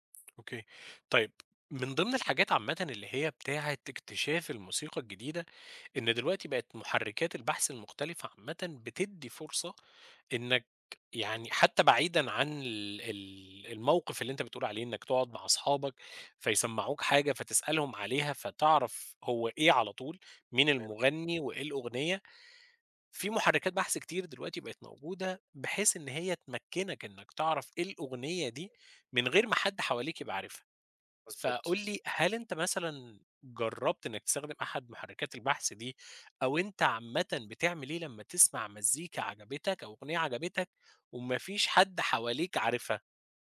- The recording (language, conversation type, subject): Arabic, podcast, إزاي بتكتشف موسيقى جديدة عادة؟
- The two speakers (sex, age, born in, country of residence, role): male, 20-24, Egypt, Egypt, guest; male, 30-34, Egypt, Romania, host
- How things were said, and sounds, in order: none